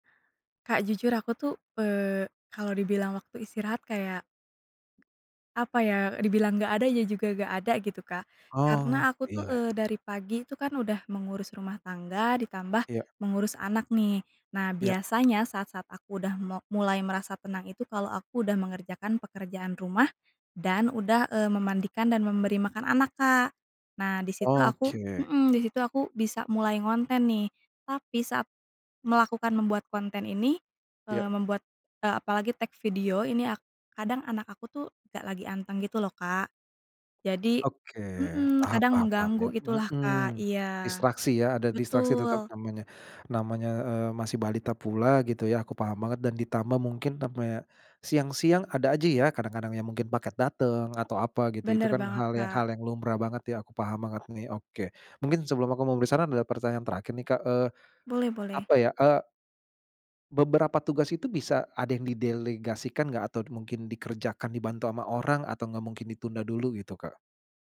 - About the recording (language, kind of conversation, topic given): Indonesian, advice, Bagaimana saya dapat menetapkan prioritas dengan tepat saat semua tugas terasa mendesak?
- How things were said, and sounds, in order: other background noise; in English: "take"